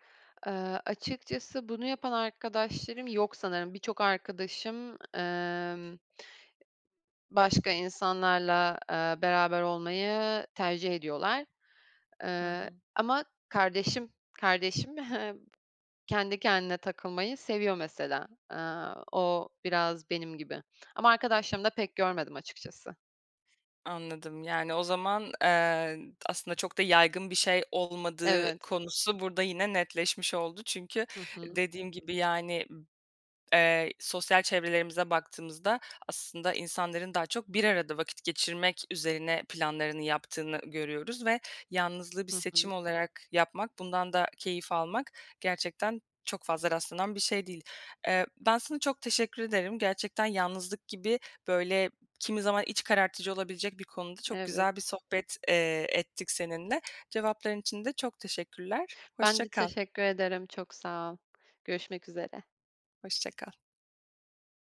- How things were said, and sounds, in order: other background noise; tapping
- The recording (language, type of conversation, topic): Turkish, podcast, Yalnızlık hissettiğinde bununla nasıl başa çıkarsın?
- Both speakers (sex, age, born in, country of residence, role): female, 25-29, Turkey, Belgium, host; female, 25-29, Turkey, France, guest